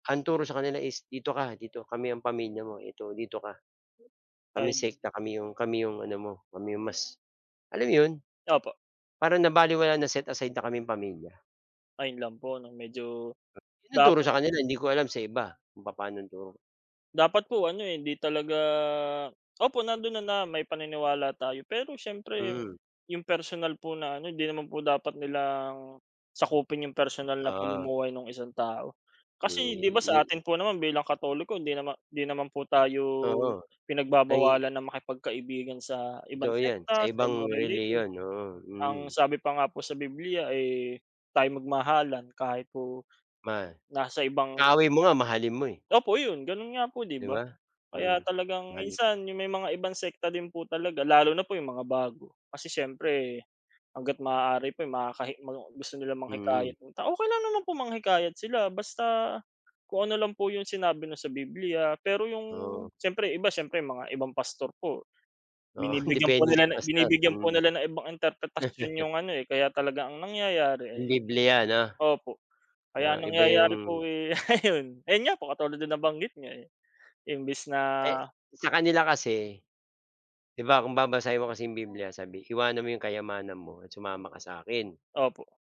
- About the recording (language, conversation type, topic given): Filipino, unstructured, Ano sa tingin mo ang dahilan kung bakit nagkakaroon ng hidwaan dahil sa relihiyon?
- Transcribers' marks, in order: in English: "set aside"; other background noise; chuckle; laughing while speaking: "ayun"